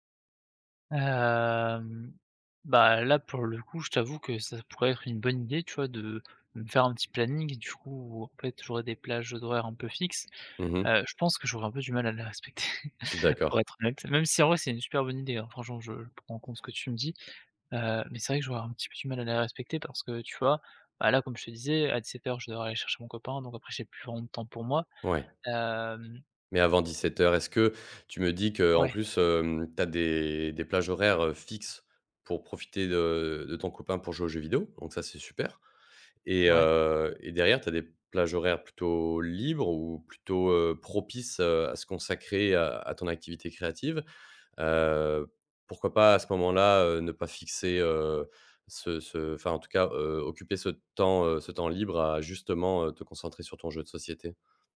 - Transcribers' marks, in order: drawn out: "Hem"; laughing while speaking: "respecter pour être honnête"; tapping
- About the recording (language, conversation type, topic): French, advice, Pourquoi m'est-il impossible de commencer une routine créative quotidienne ?